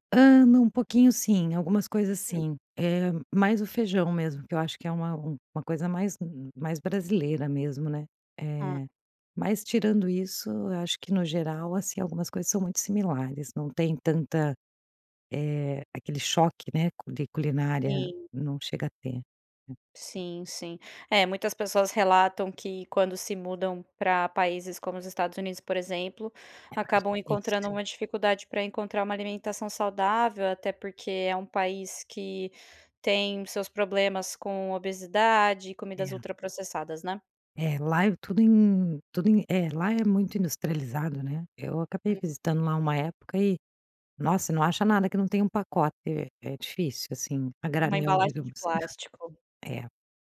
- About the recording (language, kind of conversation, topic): Portuguese, podcast, Como a comida da sua infância marcou quem você é?
- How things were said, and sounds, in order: none